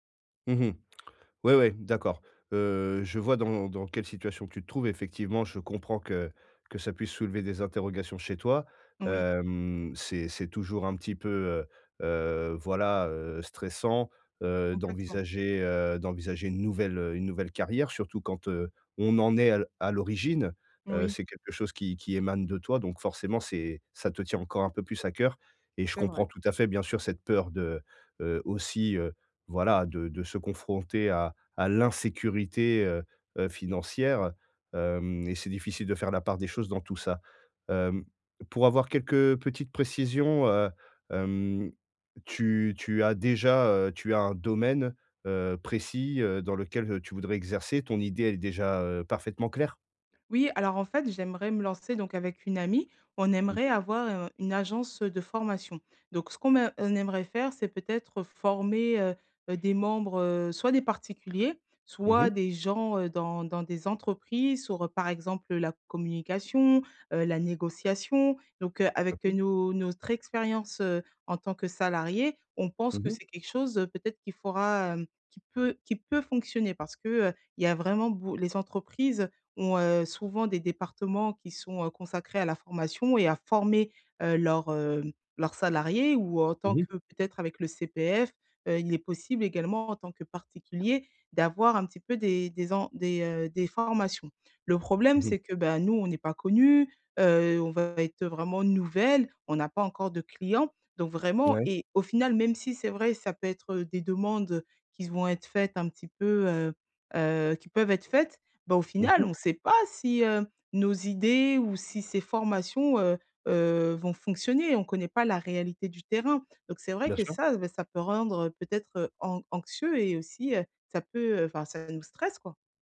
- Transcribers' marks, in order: drawn out: "Hem"; stressed: "l'insécurité"; tapping; "faudra" said as "faurra"
- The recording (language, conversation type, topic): French, advice, Comment valider rapidement si mon idée peut fonctionner ?